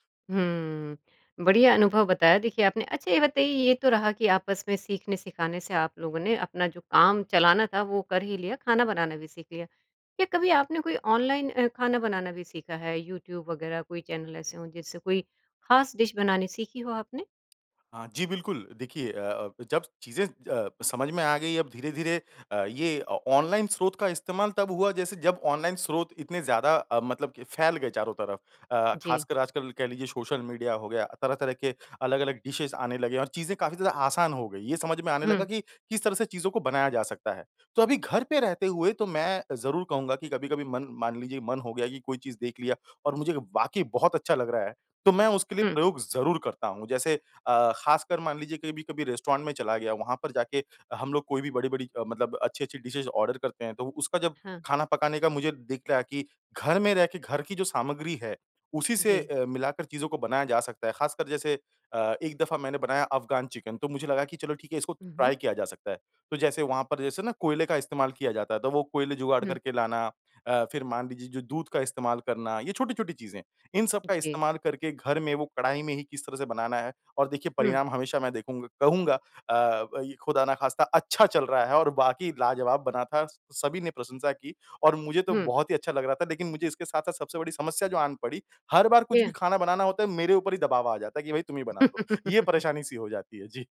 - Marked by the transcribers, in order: in English: "डिश"; in English: "डिशेज़"; in English: "डिशेज़ ऑर्डर"; in English: "ट्राई"; in Urdu: "खुदा न ख़ास्ता"; laugh
- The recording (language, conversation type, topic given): Hindi, podcast, खाना बनाना सीखने का तुम्हारा पहला अनुभव कैसा रहा?